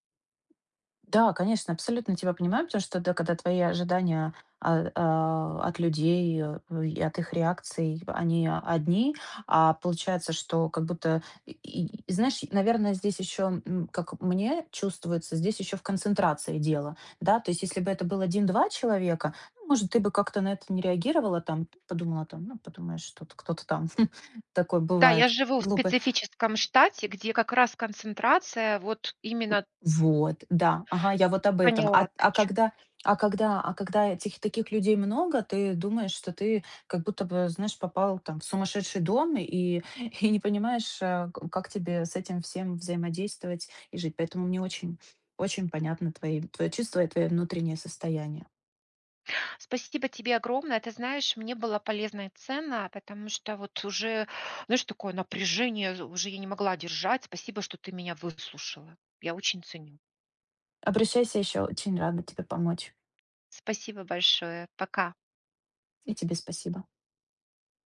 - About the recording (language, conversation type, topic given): Russian, advice, Где проходит граница между внешним фасадом и моими настоящими чувствами?
- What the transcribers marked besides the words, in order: tapping; chuckle